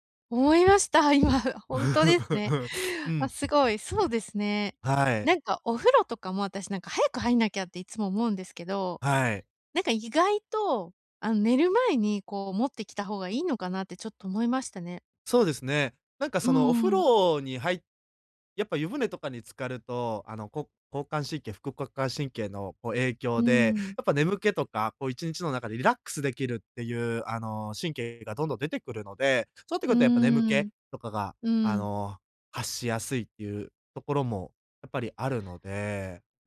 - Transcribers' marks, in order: chuckle; sniff
- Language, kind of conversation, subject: Japanese, advice, 寝る前の画面時間を減らすために、夜のデジタルデトックスの習慣をどう始めればよいですか？